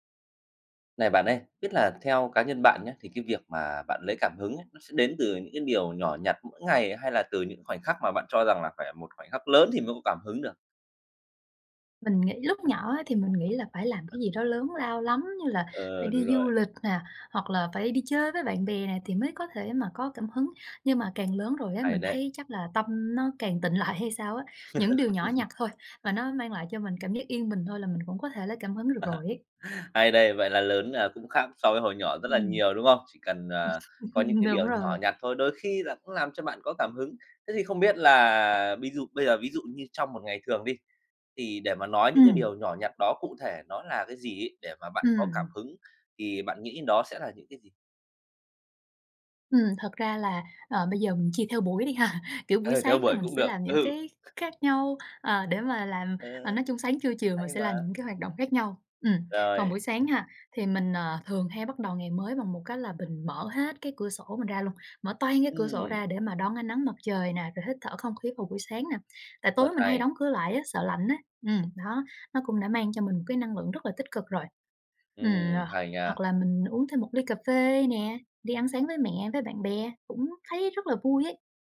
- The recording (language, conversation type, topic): Vietnamese, podcast, Bạn tận dụng cuộc sống hằng ngày để lấy cảm hứng như thế nào?
- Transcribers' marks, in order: "mới" said as "mưm"; tapping; laughing while speaking: "lại"; laugh; laugh; other background noise; laugh; laughing while speaking: "ha"